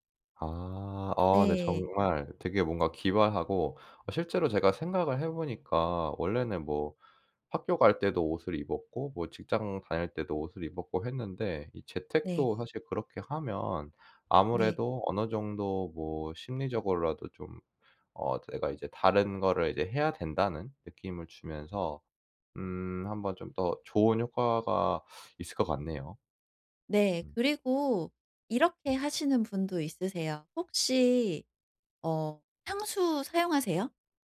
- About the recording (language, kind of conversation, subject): Korean, advice, 주의 산만함을 어떻게 관리하면 집중을 더 잘할 수 있을까요?
- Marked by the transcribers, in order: other background noise